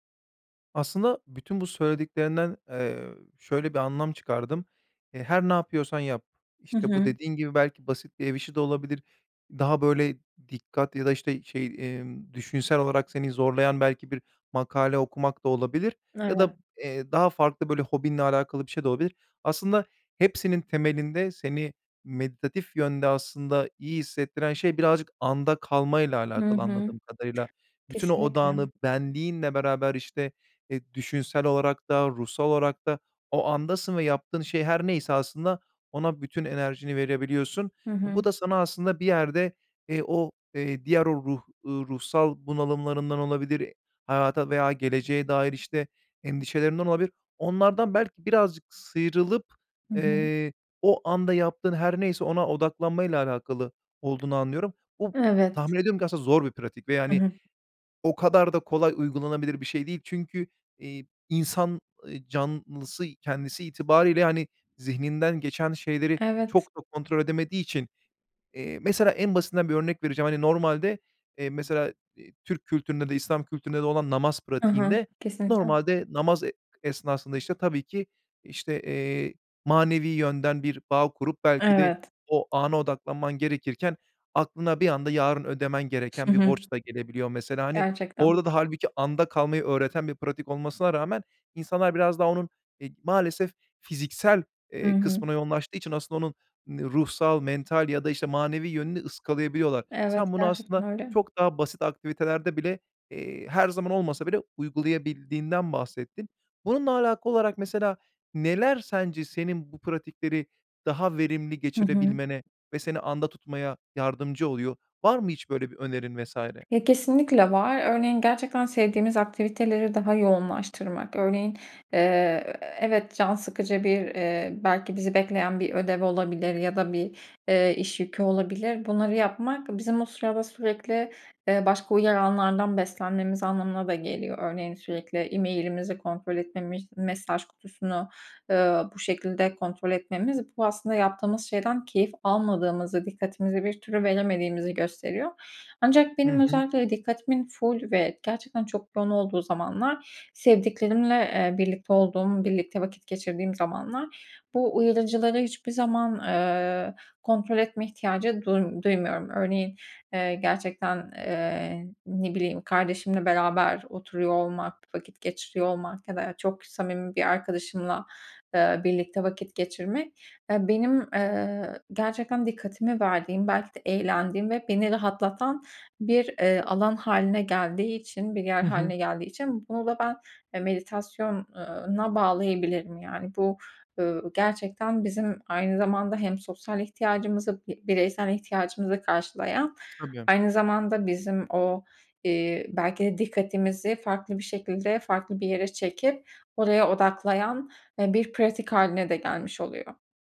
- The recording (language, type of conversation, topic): Turkish, podcast, Meditasyon sırasında zihnin dağıldığını fark ettiğinde ne yaparsın?
- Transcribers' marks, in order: in French: "méditatif"; tapping; laughing while speaking: "Hı hı"